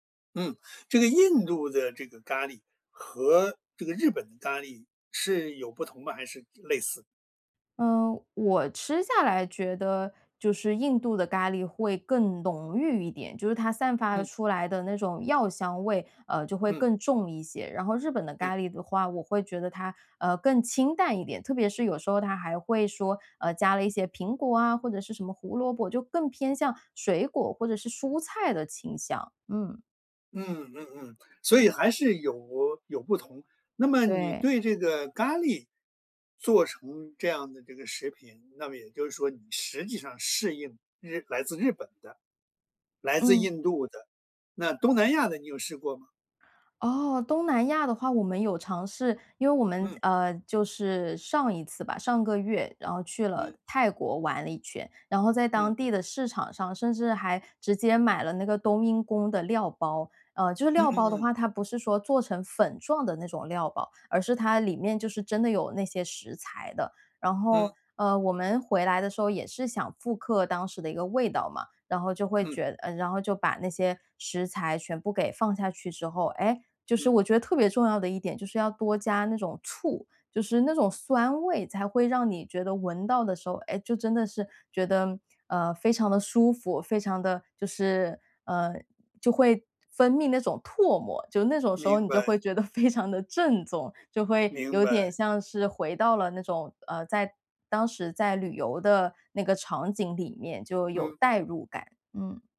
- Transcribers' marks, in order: laughing while speaking: "非常的"
- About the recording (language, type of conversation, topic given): Chinese, podcast, 怎么把简单食材变成让人心安的菜？